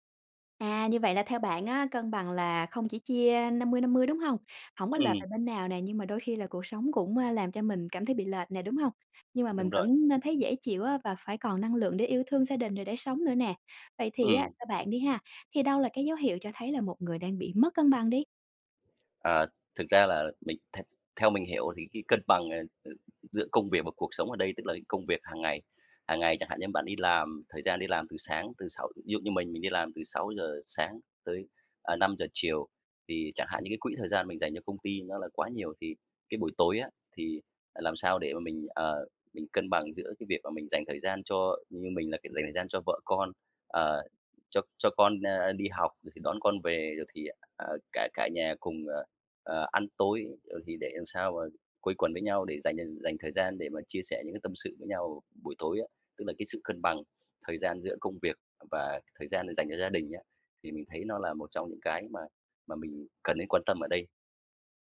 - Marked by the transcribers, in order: none
- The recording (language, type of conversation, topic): Vietnamese, podcast, Bạn đánh giá cân bằng giữa công việc và cuộc sống như thế nào?